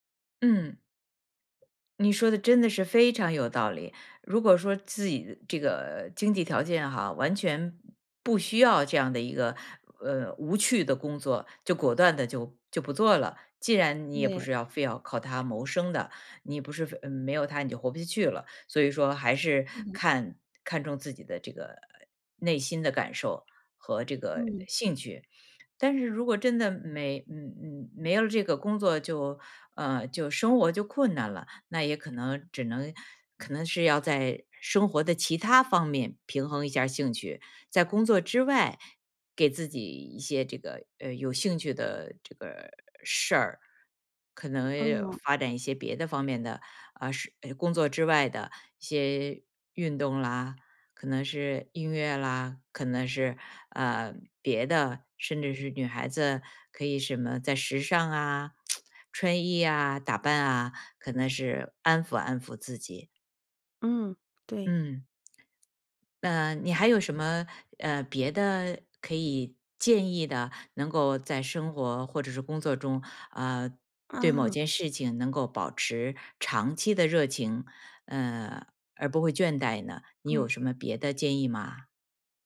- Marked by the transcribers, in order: other background noise; tsk
- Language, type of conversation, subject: Chinese, podcast, 你是怎么保持长期热情不退的？